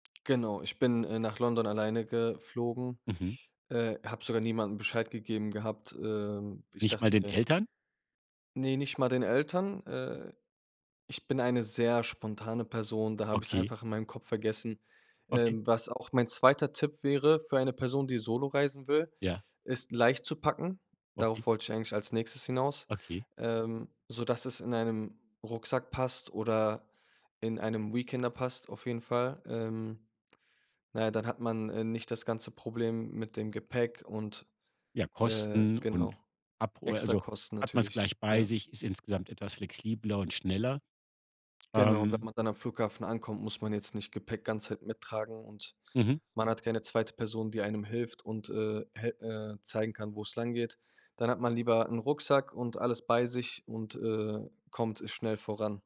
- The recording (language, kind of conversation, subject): German, podcast, Welche Tipps hast du für die erste Solo-Reise?
- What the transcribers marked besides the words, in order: other background noise